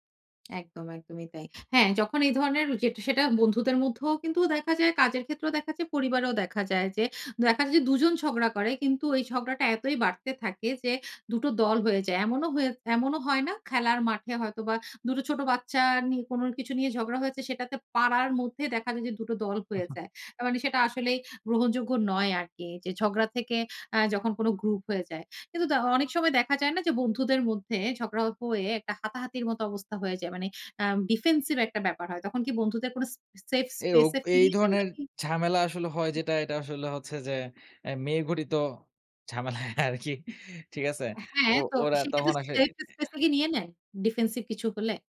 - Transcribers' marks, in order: tapping; other background noise; chuckle; in English: "ডিফেন্সিভ"; other noise; laughing while speaking: "ঝামেলা আরকি"; unintelligible speech; in English: "ডিফেন্সিভ"
- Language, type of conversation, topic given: Bengali, podcast, কাজে দ্বন্দ্ব হলে আপনি সাধারণত কীভাবে তা সমাধান করেন, একটি উদাহরণসহ বলবেন?